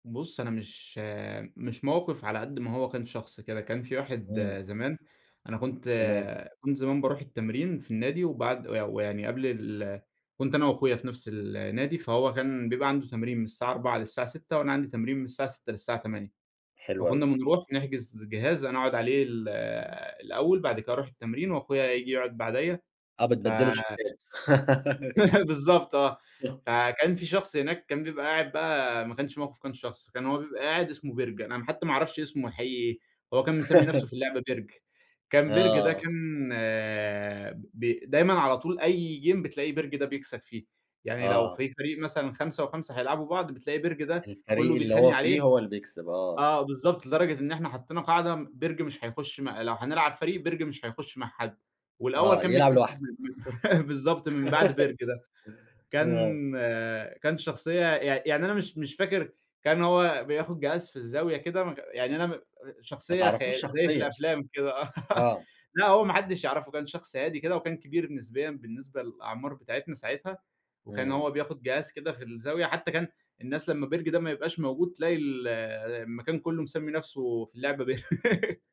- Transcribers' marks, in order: laugh; in English: "الشيفات"; laugh; unintelligible speech; laugh; in English: "جيم"; unintelligible speech; laugh; laughing while speaking: "آه"; laughing while speaking: "بر"
- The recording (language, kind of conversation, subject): Arabic, podcast, إيه هي لعبة من طفولتك لسه بتوحشك؟